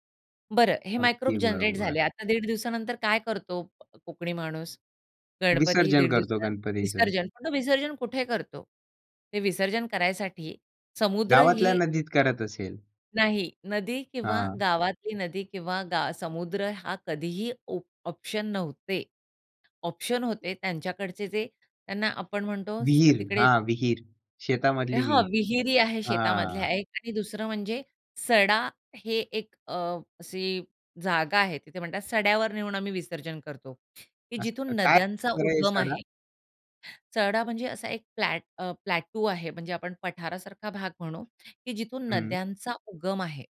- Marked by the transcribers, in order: in English: "जनरेट"; tapping; other background noise; other noise
- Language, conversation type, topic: Marathi, podcast, हंगामी सण-उत्सव आणि ऋतू यांचे नाते तुला कसे दिसते?